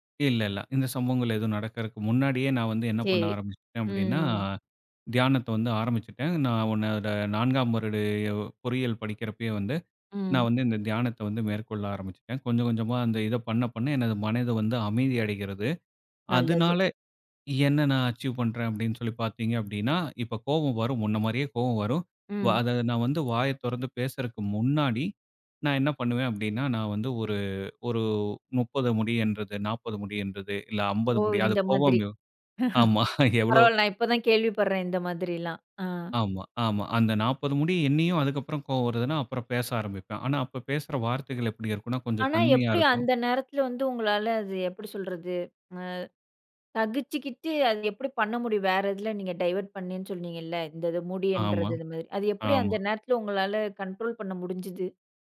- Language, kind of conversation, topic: Tamil, podcast, கோபம் வந்தால் நீங்கள் அதை எந்த வழியில் தணிக்கிறீர்கள்?
- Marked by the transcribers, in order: "வருடம்" said as "வருடு"; in English: "அச்சீவ்"; other background noise; other noise; chuckle; in English: "டைவர்ட்"; in English: "கண்ட்ரோல்"